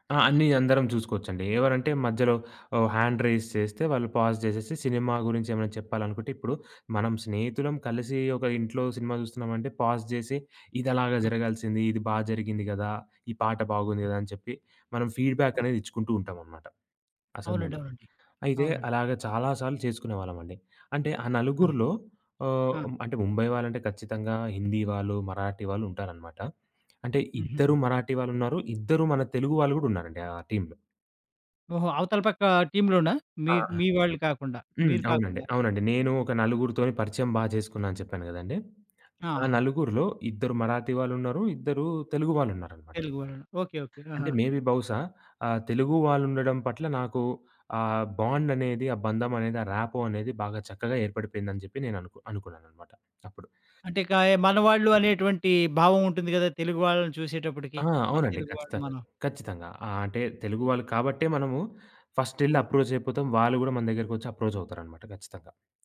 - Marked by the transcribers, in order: in English: "హ్యాండ్ రైజ్"; in English: "పాజ్"; in English: "పాజ్"; in English: "టీంలో"; in English: "టీమ్‌లోనా"; other background noise; in English: "మే బీ"; in English: "బాండ్"; in English: "రాపో"; in English: "ఫస్ట్"; in English: "అప్రోచ్"; in English: "అప్రోచ్"
- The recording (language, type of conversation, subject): Telugu, podcast, నీవు ఆన్‌లైన్‌లో పరిచయం చేసుకున్న మిత్రులను ప్రత్యక్షంగా కలవాలని అనిపించే క్షణం ఎప్పుడు వస్తుంది?